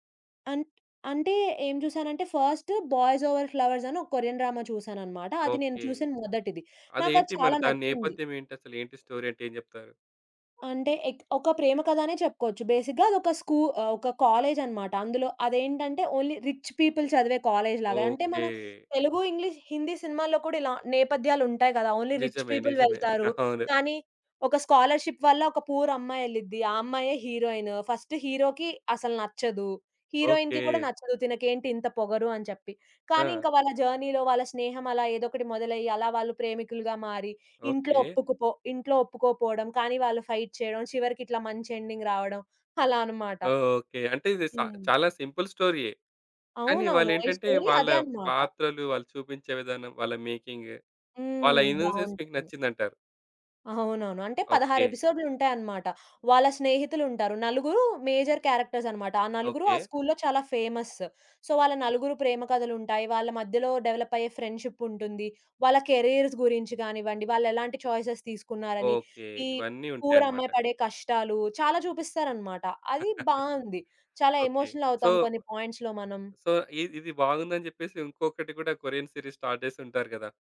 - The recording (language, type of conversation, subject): Telugu, podcast, మీరు ఎప్పుడు ఆన్‌లైన్ నుంచి విరామం తీసుకోవాల్సిందేనని అనుకుంటారు?
- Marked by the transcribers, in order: in English: "ఫస్ట్ బాయ్స్ ఓవర్ ఫ్లవర్స్"; in English: "డ్రామా"; in English: "స్టోరీ"; in English: "బేసిక్‌గా"; in English: "ఓన్లీ రిచ్ పీపుల్"; in English: "ఇంగ్లీష్"; in English: "ఓన్లీ రిచ్ పీపుల్"; giggle; in English: "స్కాలర్‌షిప్"; in English: "పూర్"; in English: "ఫస్ట్"; in English: "జర్నీలో"; in English: "ఫైట్"; tapping; in English: "సింపుల్"; in English: "స్టోరీ"; in English: "మేకింగ్"; in English: "ఇన్నో‌సెన్స్"; chuckle; in English: "మేజర్ క్యారెక్టర్స్"; in English: "ఫేమస్. సో"; in English: "డెవలప్"; in English: "కేరియర్స్"; in English: "చాయిసెస్"; in English: "పూర్"; laugh; in English: "సో సో"; in English: "ఎమోషనల్"; in English: "పాయింట్స్‌లో"; in English: "కొరియన్ స్టార్ట్"